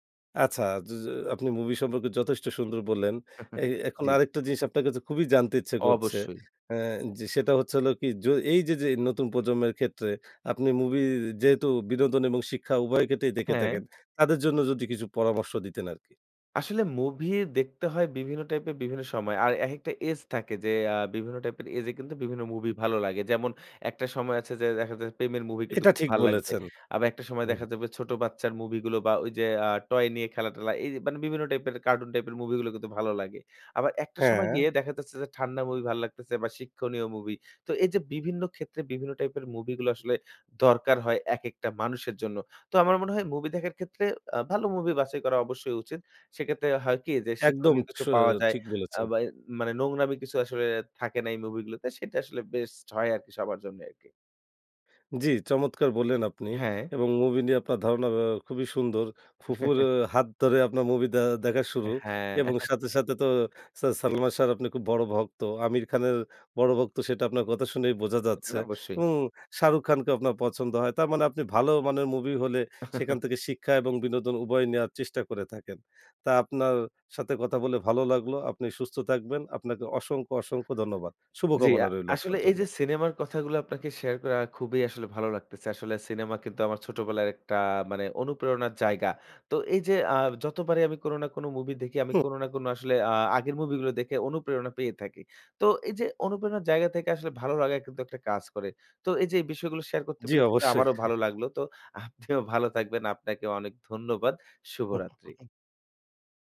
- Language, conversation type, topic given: Bengali, podcast, কোনো সিনেমা বা গান কি কখনো আপনাকে অনুপ্রাণিত করেছে?
- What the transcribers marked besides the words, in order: chuckle; "প্রেমের" said as "পেমের"; chuckle; scoff; chuckle; chuckle; scoff